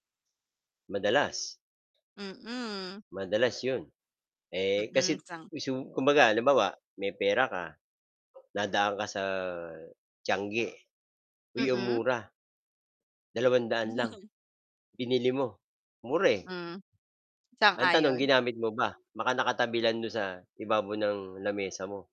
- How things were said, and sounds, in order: static; dog barking; chuckle; other noise; other background noise
- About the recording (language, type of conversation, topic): Filipino, unstructured, Ano ang mga dahilan kung bakit mahalagang magkaroon ng pondong pang-emerhensiya?